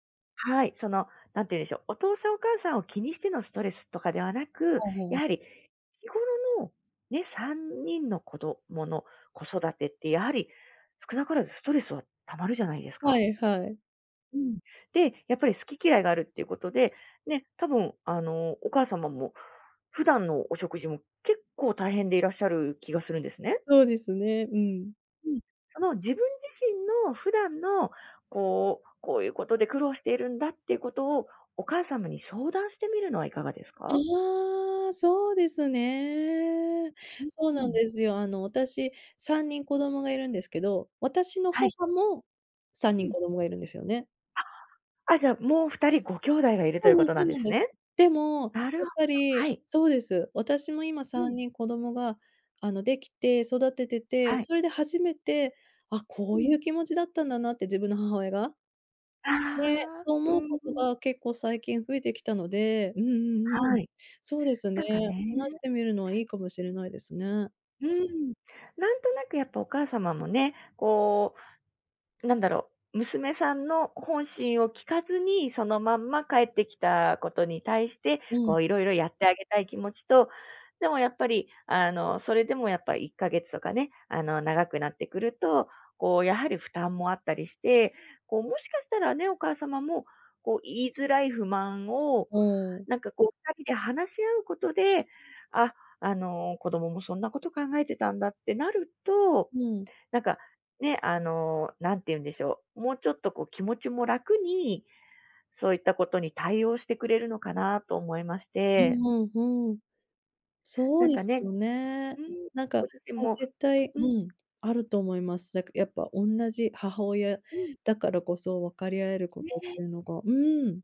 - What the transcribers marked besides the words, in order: unintelligible speech; other noise; drawn out: "いや、そうですね"; tapping
- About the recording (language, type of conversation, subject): Japanese, advice, 旅行中に不安やストレスを感じたとき、どうすれば落ち着けますか？